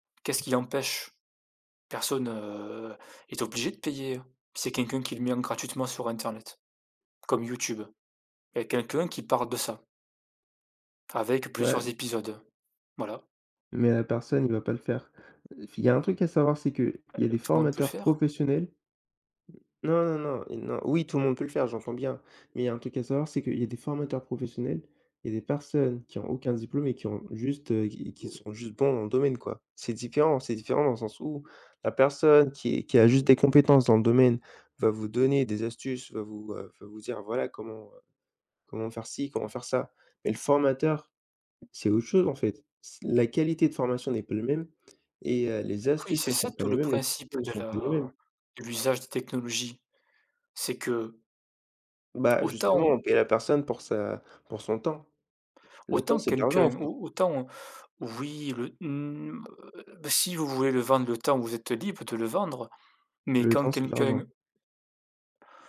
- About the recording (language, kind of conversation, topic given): French, unstructured, Comment les plateformes d’apprentissage en ligne transforment-elles l’éducation ?
- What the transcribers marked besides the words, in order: other background noise; tapping; other noise